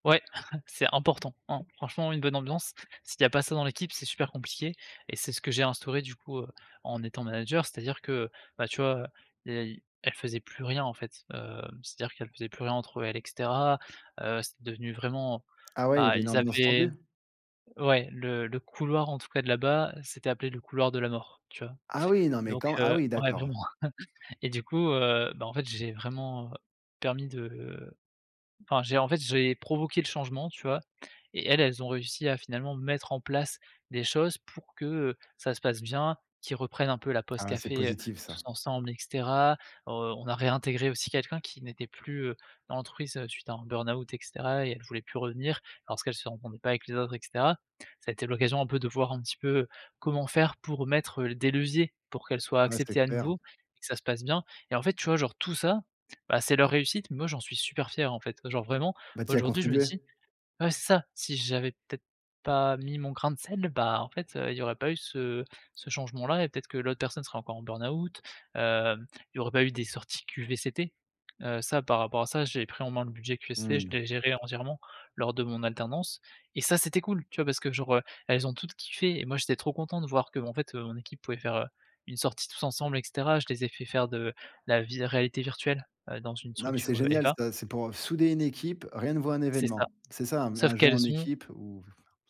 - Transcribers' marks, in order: chuckle; chuckle; stressed: "mettre"; stressed: "leviers"; tapping
- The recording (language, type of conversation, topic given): French, podcast, Comment reconnaître un bon manager ?